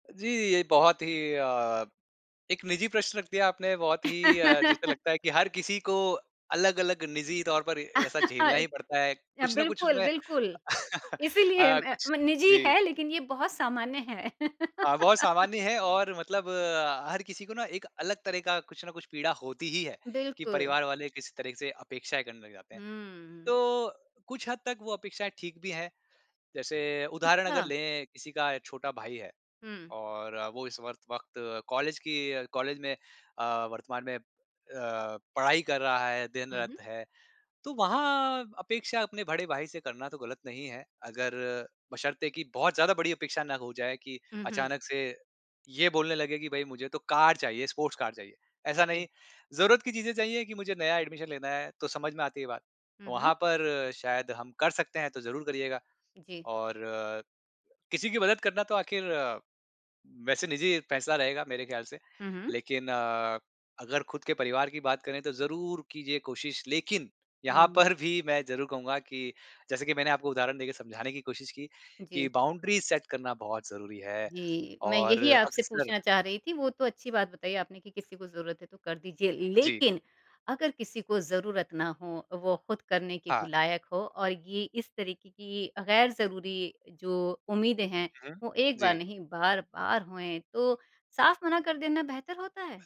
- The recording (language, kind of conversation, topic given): Hindi, podcast, आप तनख्वाह पर बातचीत कैसे करते हैं?
- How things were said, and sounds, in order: laugh; laugh; laugh; laugh; tapping; in English: "स्पोर्ट्स"; in English: "एडमिशन"; laughing while speaking: "पर"; in English: "बाउंड्रीज़ सेट"